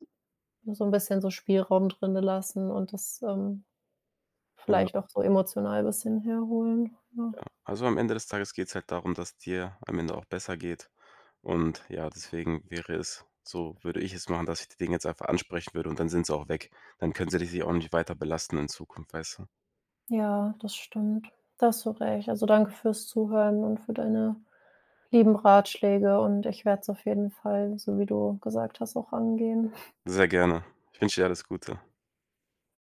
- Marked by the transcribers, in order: other background noise; chuckle
- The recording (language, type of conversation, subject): German, advice, Wie führe ich ein schwieriges Gespräch mit meinem Chef?